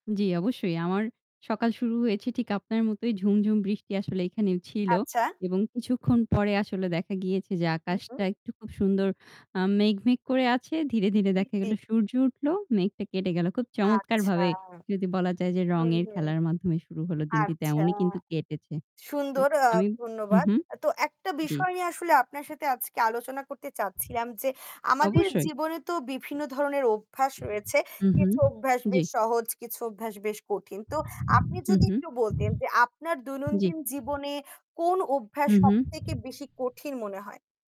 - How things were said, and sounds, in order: tapping; unintelligible speech; static; wind; other noise
- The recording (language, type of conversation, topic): Bengali, unstructured, আপনার দৈনন্দিন জীবনে কোন অভ্যাসটি বজায় রাখা আপনার কাছে সবচেয়ে কঠিন মনে হয়?